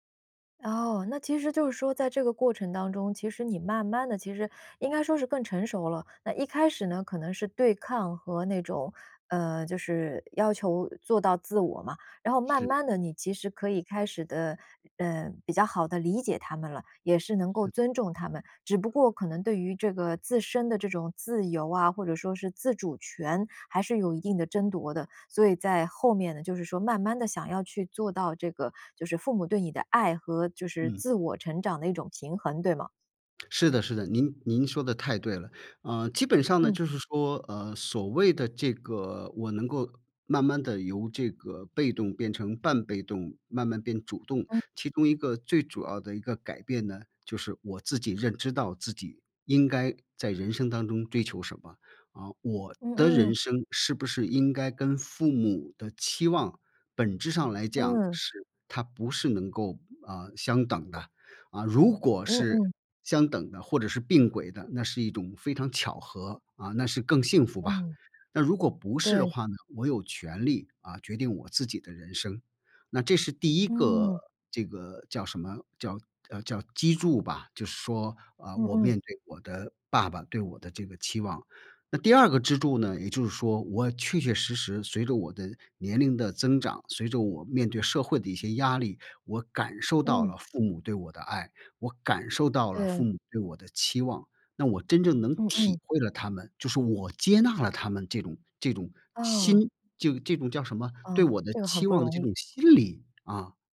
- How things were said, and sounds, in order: other background noise; lip smack; tapping
- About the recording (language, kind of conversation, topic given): Chinese, podcast, 当父母对你的期望过高时，你会怎么应对？